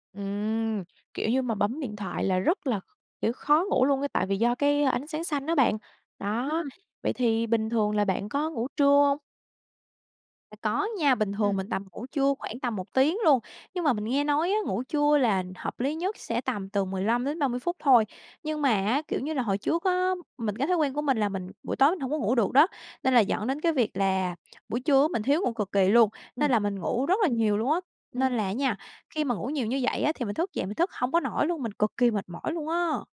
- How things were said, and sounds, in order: tapping
- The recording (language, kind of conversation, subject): Vietnamese, podcast, Thói quen ngủ ảnh hưởng thế nào đến mức stress của bạn?